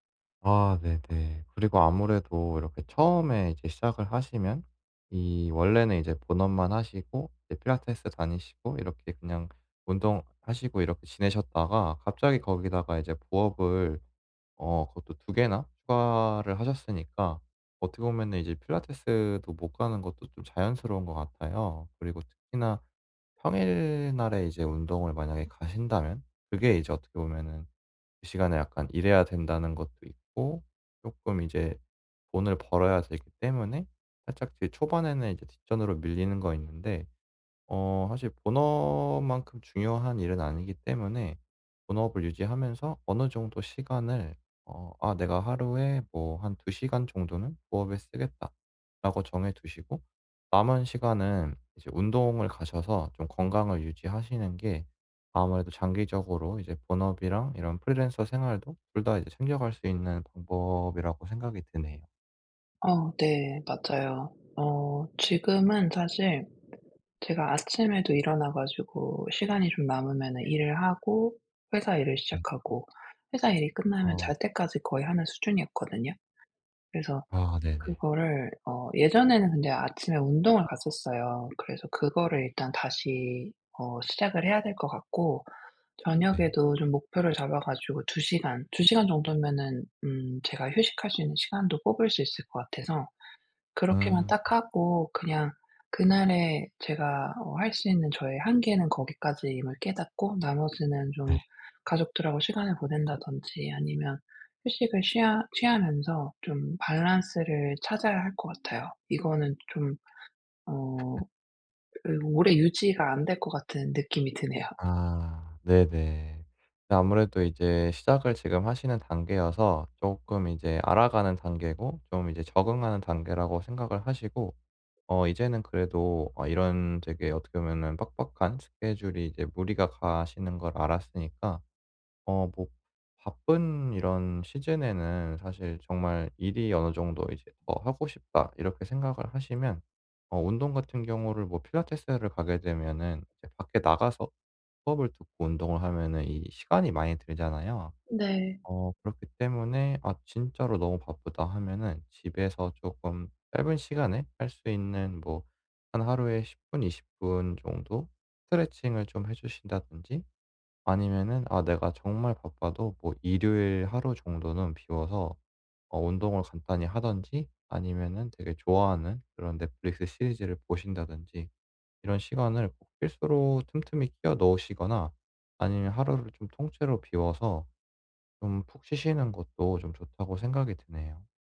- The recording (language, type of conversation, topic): Korean, advice, 시간이 부족해 여가를 즐기기 어려울 때는 어떻게 하면 좋을까요?
- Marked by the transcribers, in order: other background noise; tapping; "밸런스를" said as "발란스"; laugh